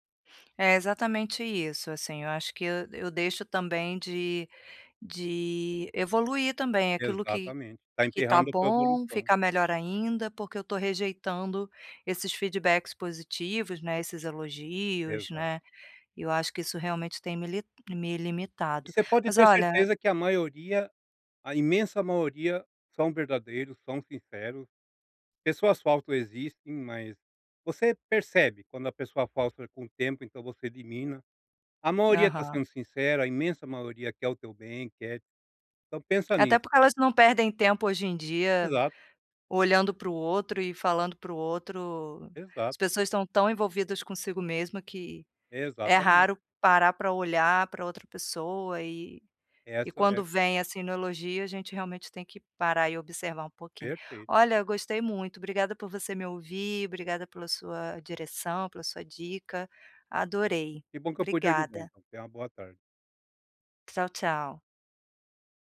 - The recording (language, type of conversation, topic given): Portuguese, advice, Como posso aceitar elogios com mais naturalidade e sem ficar sem graça?
- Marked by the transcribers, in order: none